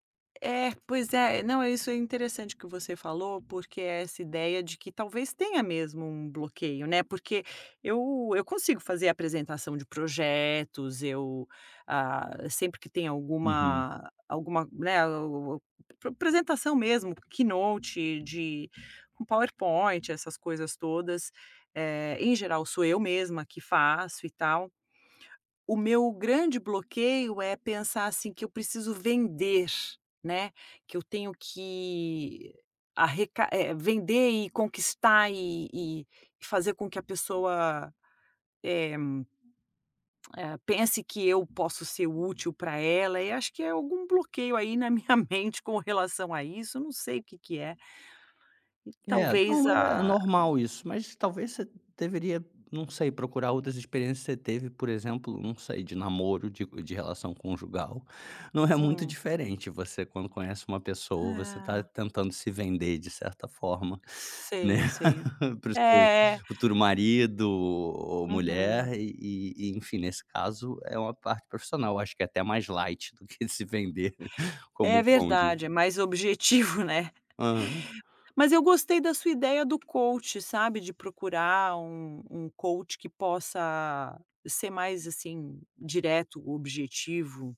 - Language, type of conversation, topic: Portuguese, advice, Como posso lidar com o desconforto de fazer networking e pedir mentoria?
- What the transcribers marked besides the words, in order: laugh; laughing while speaking: "se vender"; in English: "coach"; laughing while speaking: "objetivo, né"; tapping; in English: "coach"; in English: "coach"